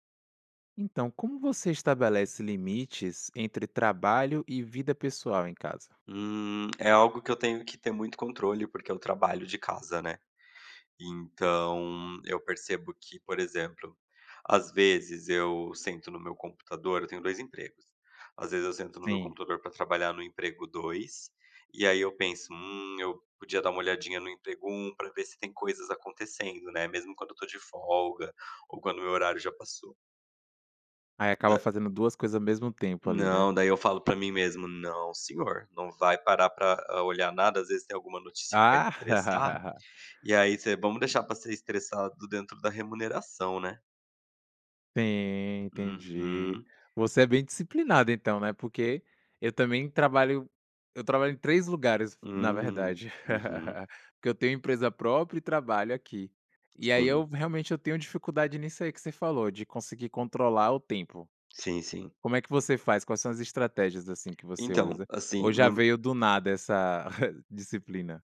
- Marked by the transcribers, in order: tapping; laugh; laugh; chuckle
- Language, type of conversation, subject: Portuguese, podcast, Como você estabelece limites entre trabalho e vida pessoal em casa?